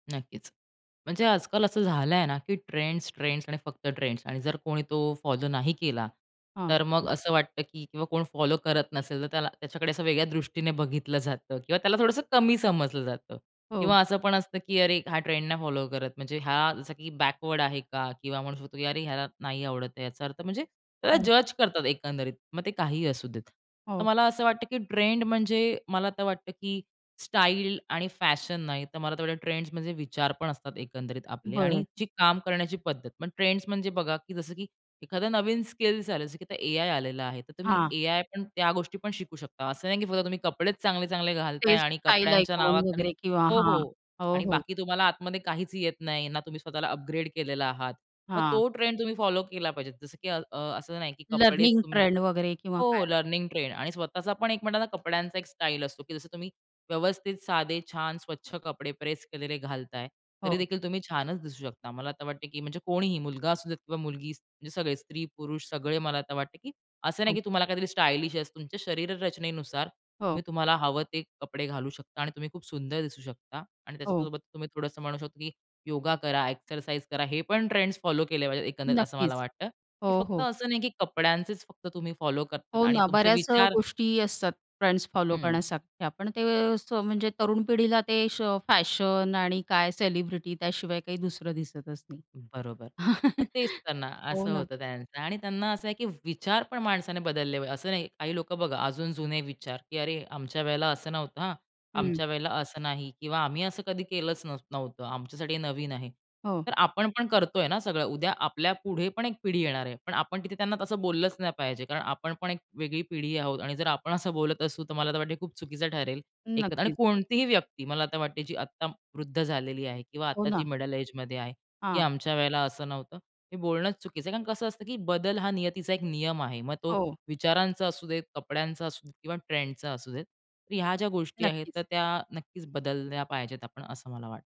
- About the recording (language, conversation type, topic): Marathi, podcast, तुम्ही ट्रेंड आणि स्वतःपण यांचा समतोल कसा साधता?
- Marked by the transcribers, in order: in English: "फॉलो"; in English: "फॉलो"; in English: "फॉलो"; in English: "बॅकवर्ड"; in English: "जज"; in English: "आयकॉन"; in English: "अपग्रेड"; in English: "फॉलो"; in English: "लर्निंग"; in English: "लर्निंग"; in English: "प्रेस"; in English: "स्टाइलिश"; in English: "एक्सरसाइज"; in English: "फॉलो"; in English: "फॉलो"; in English: "फॉलो"; in English: "फॅशन"; in English: "सेलिब्रिटी"; chuckle; in English: "मिडल एजमध्ये"; other background noise